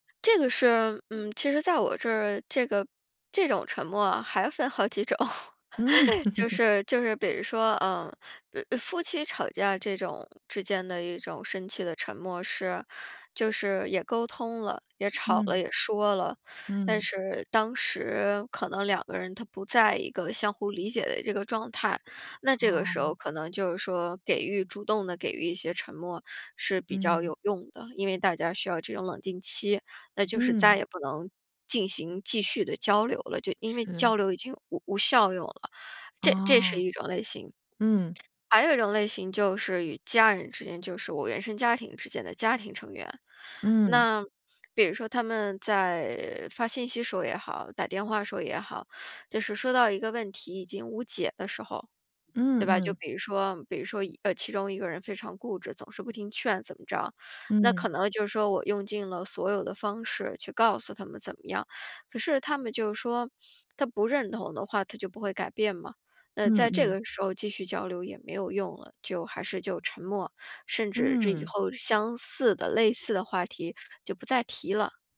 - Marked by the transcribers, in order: laughing while speaking: "好几种"; laugh
- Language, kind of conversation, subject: Chinese, podcast, 沉默在交流中起什么作用？